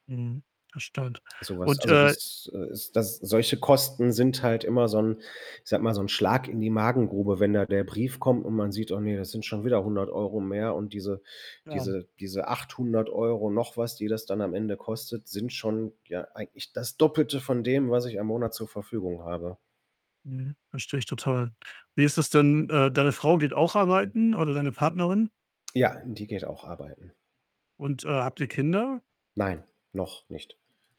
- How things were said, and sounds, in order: other background noise; static; unintelligible speech
- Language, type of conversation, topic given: German, advice, Was bedeutet die reduzierte Arbeitszeit oder das geringere Gehalt für deine finanzielle Sicherheit?